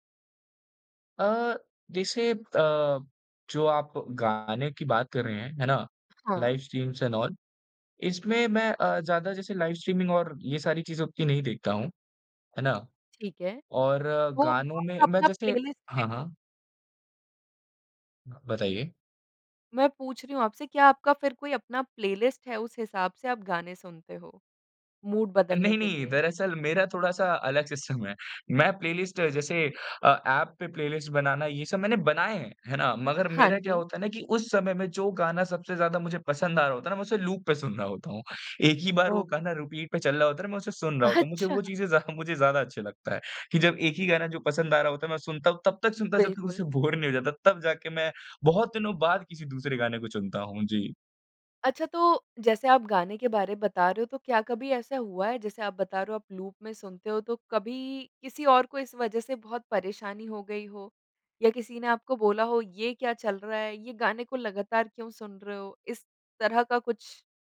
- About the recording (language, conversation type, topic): Hindi, podcast, मूड ठीक करने के लिए आप क्या सुनते हैं?
- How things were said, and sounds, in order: in English: "लाइव स्ट्रीम्स एंड ऑल"; in English: "लाइव स्ट्रीमिंग"; in English: "प्लेलिस्ट"; in English: "प्लेलिस्ट"; in English: "मूड"; in English: "सिस्टम"; laughing while speaking: "सिस्टम"; in English: "प्लेलिस्ट"; in English: "प्लेलिस्ट"; in English: "लूप"; laughing while speaking: "पे सुन रहा होता हूँ"; in English: "रिपीट"; tapping; laughing while speaking: "अच्छा"; laughing while speaking: "ज़्या"; in English: "बोर"; laughing while speaking: "बोर"; in English: "लूप"